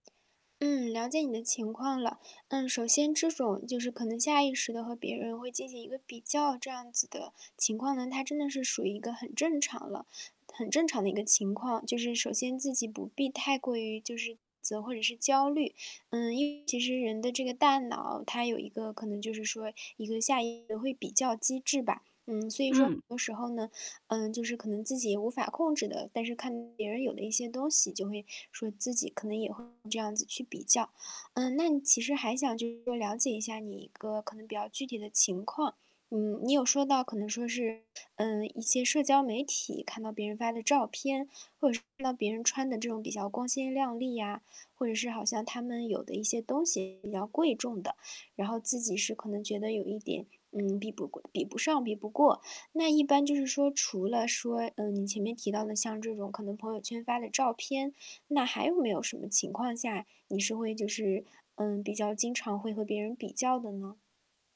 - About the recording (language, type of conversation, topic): Chinese, advice, 我想建立内在价值感，但总是拿物质和别人比较，该怎么办？
- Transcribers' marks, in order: static; distorted speech